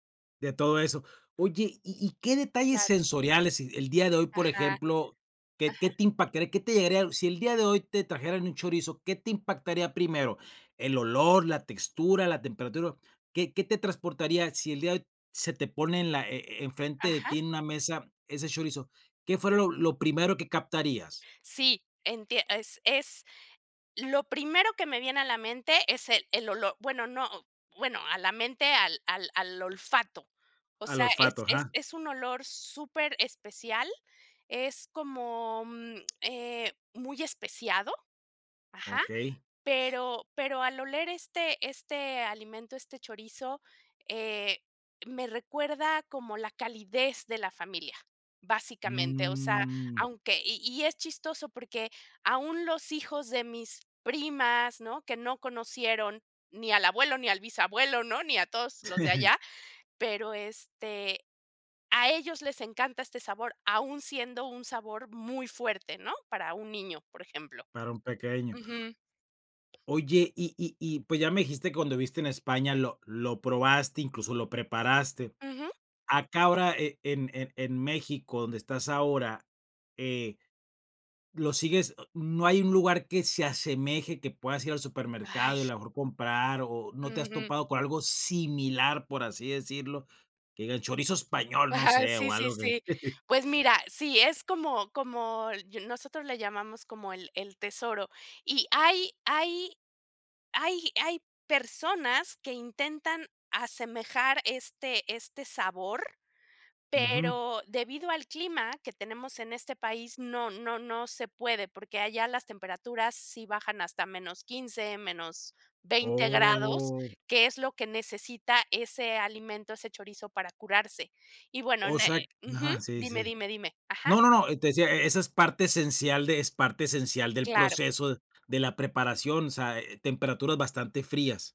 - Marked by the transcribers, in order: other background noise; chuckle; tapping; chuckle
- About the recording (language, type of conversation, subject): Spanish, podcast, ¿Qué comida te recuerda a tu infancia y por qué?